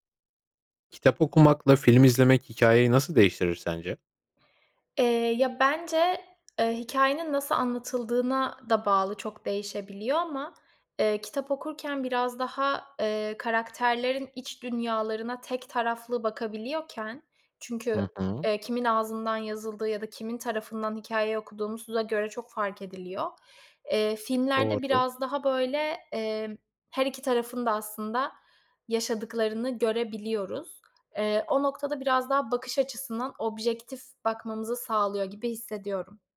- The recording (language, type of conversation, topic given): Turkish, podcast, Kitap okumak ile film izlemek hikâyeyi nasıl değiştirir?
- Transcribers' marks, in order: tapping; other background noise